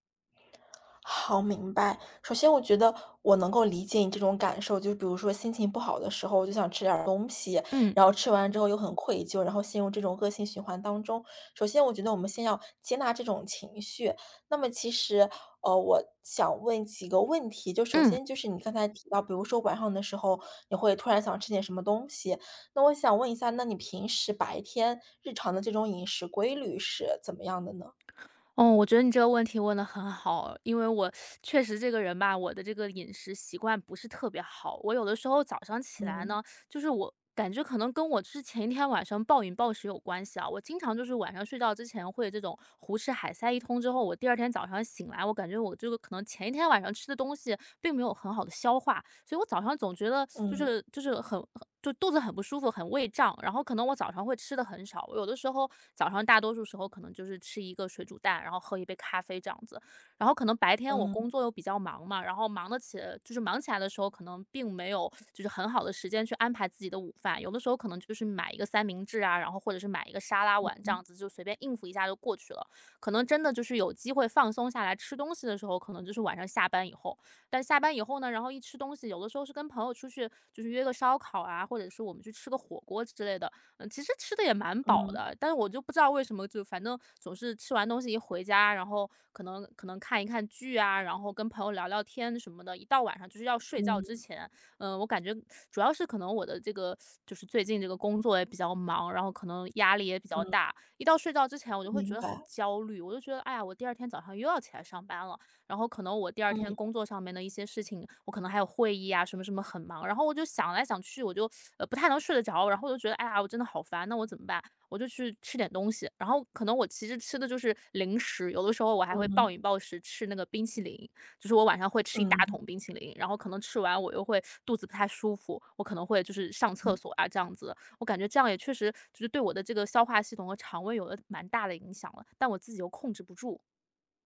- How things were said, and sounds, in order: teeth sucking; teeth sucking; teeth sucking; teeth sucking
- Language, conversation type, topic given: Chinese, advice, 情绪化时想吃零食的冲动该怎么控制？